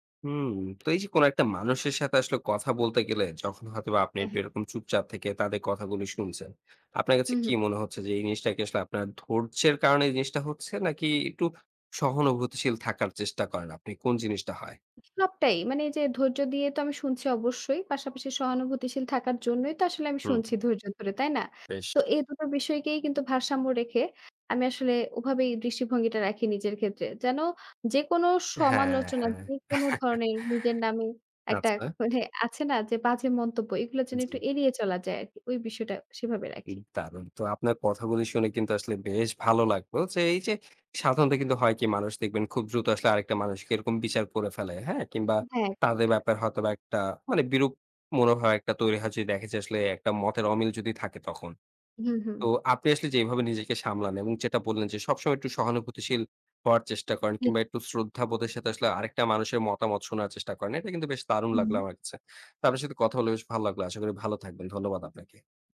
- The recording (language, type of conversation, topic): Bengali, podcast, আপনি কীভাবে বিচার না করে শুনতে পারেন?
- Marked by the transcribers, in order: chuckle; unintelligible speech